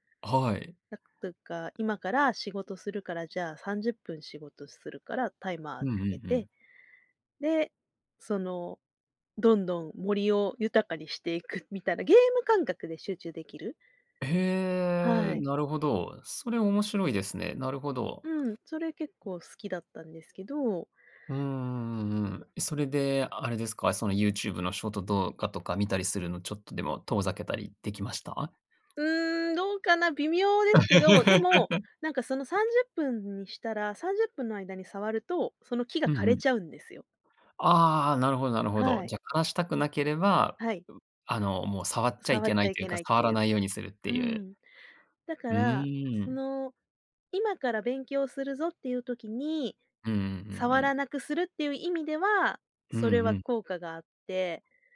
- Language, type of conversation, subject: Japanese, podcast, スマホは集中力にどのような影響を与えますか？
- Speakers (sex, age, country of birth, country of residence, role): female, 40-44, Japan, Japan, guest; male, 40-44, Japan, Japan, host
- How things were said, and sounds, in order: laugh; other background noise; other noise